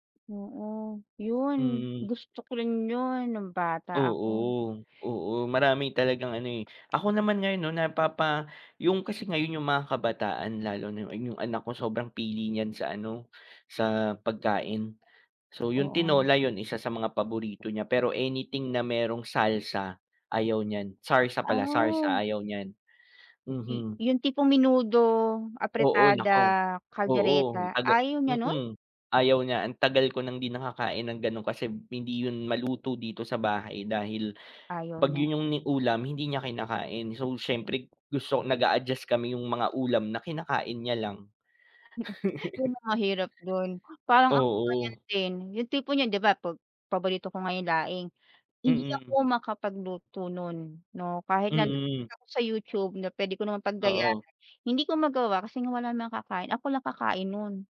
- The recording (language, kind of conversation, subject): Filipino, unstructured, Anong mga pagkain ang nagpapaalala sa iyo ng iyong pagkabata?
- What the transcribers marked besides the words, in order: tapping; laugh; other background noise